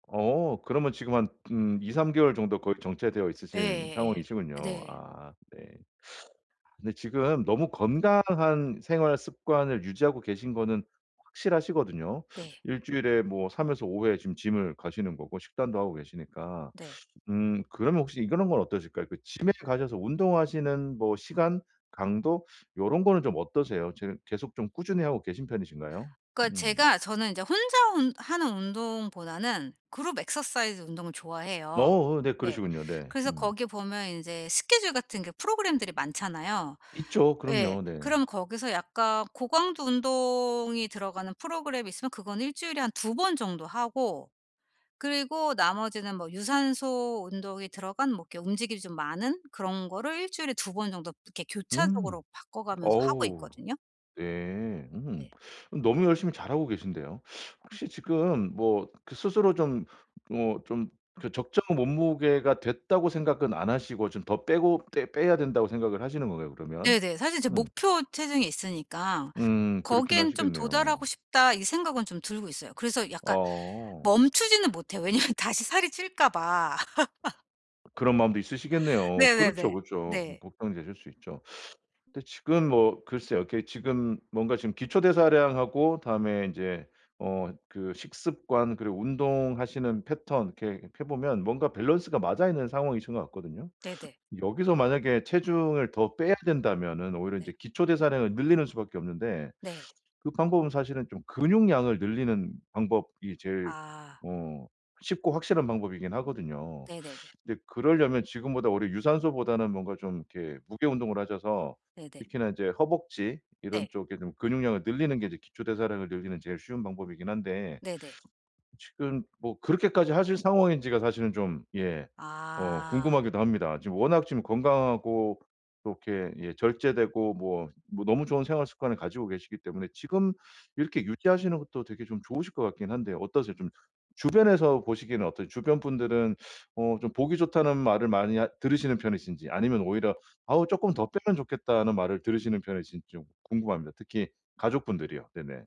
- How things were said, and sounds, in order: tapping; other background noise; in English: "exercise"; laughing while speaking: "왜냐면"; laugh
- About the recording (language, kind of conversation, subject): Korean, advice, 습관이 제자리걸음이라 동기가 떨어질 때 어떻게 다시 회복하고 꾸준히 이어갈 수 있나요?